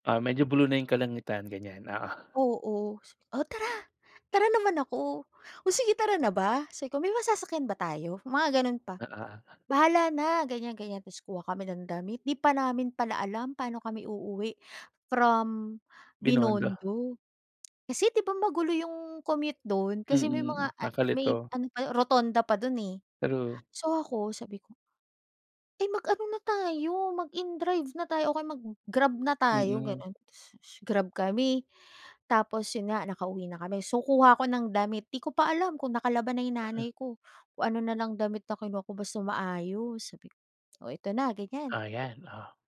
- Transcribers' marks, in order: joyful: "O tara.Tara naman ako. O … masasakyan ba tayo?"; gasp; tongue click; gasp; blowing; gasp
- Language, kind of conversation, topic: Filipino, podcast, May nakakatawang aberya ka ba sa biyahe na gusto mong ikuwento?